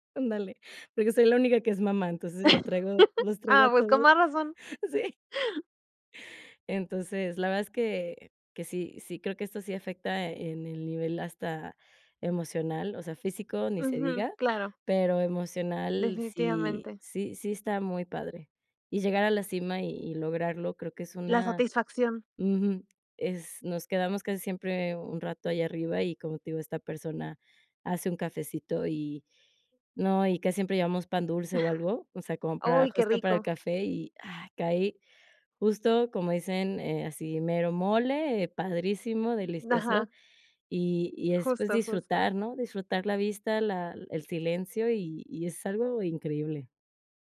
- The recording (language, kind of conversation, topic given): Spanish, podcast, ¿Qué es lo que más disfrutas de tus paseos al aire libre?
- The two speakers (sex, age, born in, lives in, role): female, 25-29, Mexico, Mexico, host; female, 30-34, United States, United States, guest
- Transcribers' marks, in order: laughing while speaking: "Ándale"; laugh; laughing while speaking: "los traigo a todos sí"; chuckle